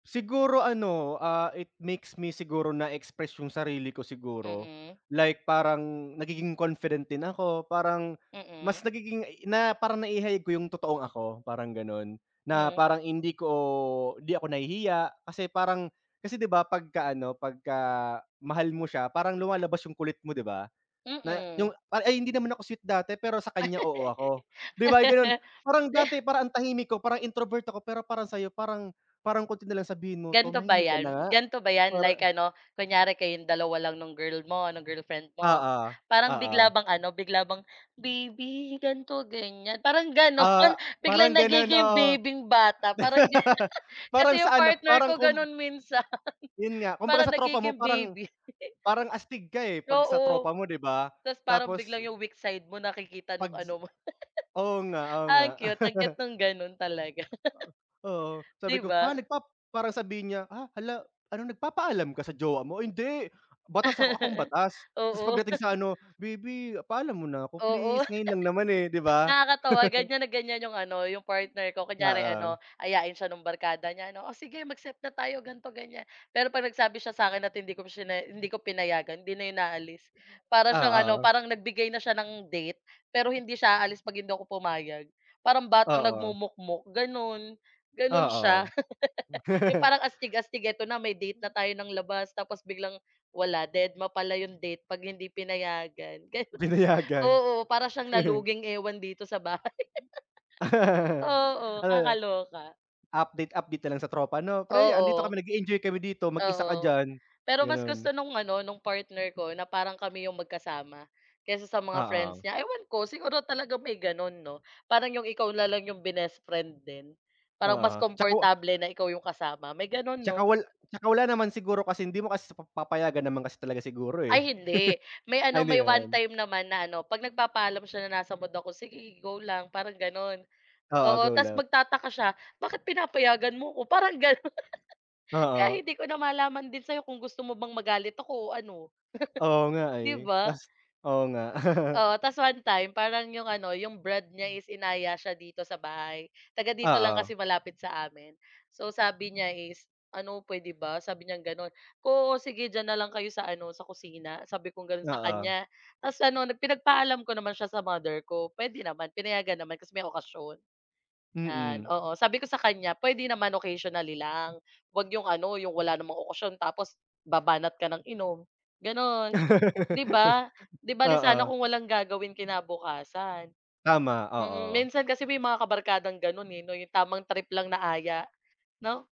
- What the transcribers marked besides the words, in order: laugh; laugh; laugh; laugh; tapping; laugh; laugh; laugh; laugh; laugh; laugh; laugh; laughing while speaking: "Pinayagan"; laugh; laugh; laugh; laugh; laugh; laugh
- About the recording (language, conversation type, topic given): Filipino, unstructured, Ano ang paborito mong paraan ng pagpapahayag ng damdamin?